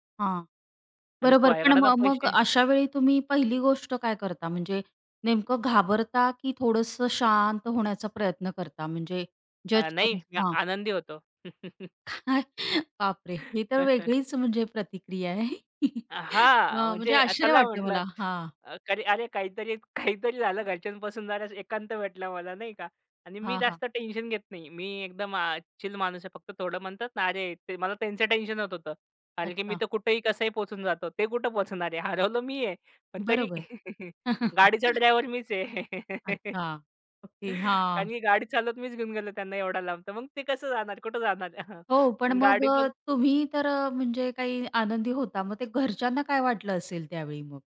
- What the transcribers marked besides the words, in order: stressed: "शांत"; chuckle; tapping; chuckle; giggle; other background noise; laughing while speaking: "काहीतरी"; laughing while speaking: "हरवलो"; chuckle; giggle; laughing while speaking: "हं"
- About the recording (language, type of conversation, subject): Marathi, podcast, एकट्याने प्रवास करताना वाट चुकली तर तुम्ही काय करता?